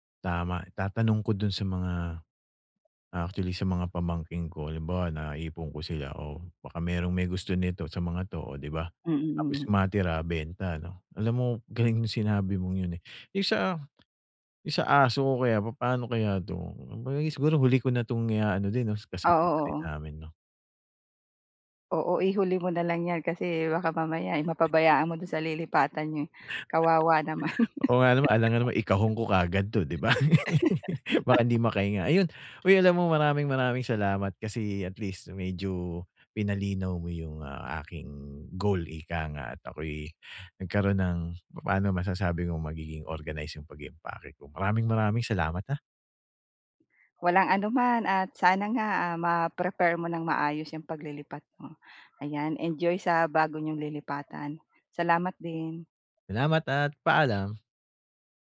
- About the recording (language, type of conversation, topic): Filipino, advice, Paano ko maayos na maaayos at maiimpake ang mga gamit ko para sa paglipat?
- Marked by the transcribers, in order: chuckle; laugh